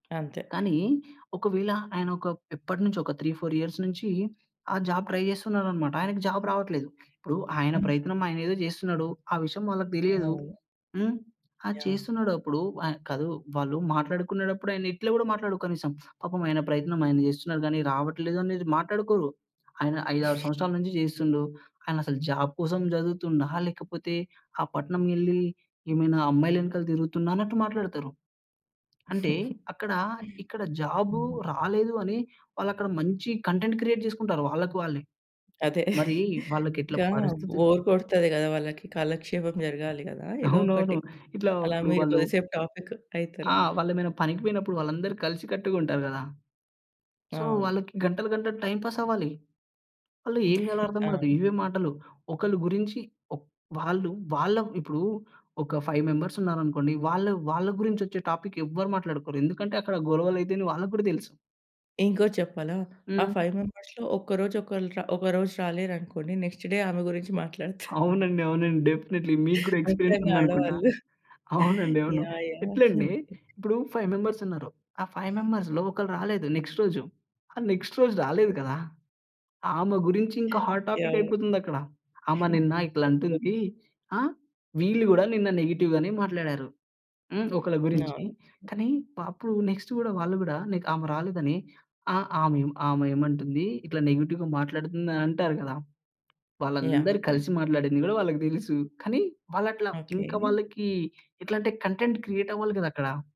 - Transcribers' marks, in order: in English: "త్రీ ఫోర్ ఇయర్స్"; in English: "జాబ్ ట్రై"; in English: "జాబ్"; other background noise; in English: "జాబ్"; giggle; in English: "కంటెంట్ క్రియేట్"; laughing while speaking: "అదే"; in English: "బోర్"; chuckle; in English: "టాపిక్"; in English: "సో"; in English: "టైమ్ పాస్"; in English: "ఫైవ్ మెంబర్స్"; in English: "టాపిక్"; in English: "ఫైవ్ మెంబర్స్‌లో"; in English: "నెక్స్ట్ డే"; giggle; in English: "డెఫినైట్‌లి"; in English: "ఎక్స్‌పీరియన్స్"; tapping; in English: "ఫైవ్ మెంబర్స్"; in English: "ఫైవ్ మెంబర్స్‌లో"; in English: "నెక్స్ట్"; in English: "నెక్స్ట్"; in English: "హాట్ టాపిక్"; giggle; in English: "నెగెటివ్"; in English: "నెక్స్ట్"; in English: "నెగెటివ్‌గా"; in English: "కంటెంట్ క్రియేటవ్వాలి"
- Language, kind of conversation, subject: Telugu, podcast, మీ చిన్నప్పట్లో మీ ఇంటి వాతావరణం ఎలా ఉండేది?